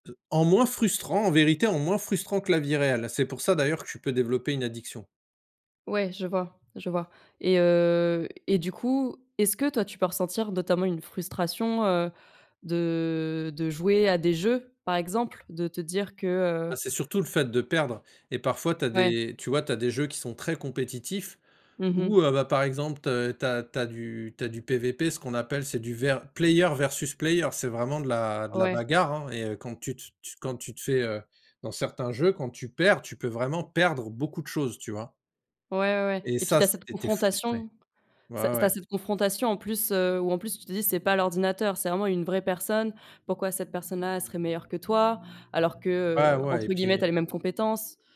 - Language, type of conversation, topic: French, unstructured, Comment gères-tu la frustration quand tu as l’impression de ne plus progresser ?
- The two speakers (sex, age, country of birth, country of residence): female, 25-29, France, France; male, 45-49, France, France
- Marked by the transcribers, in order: in English: "player versus player"; stressed: "perdre"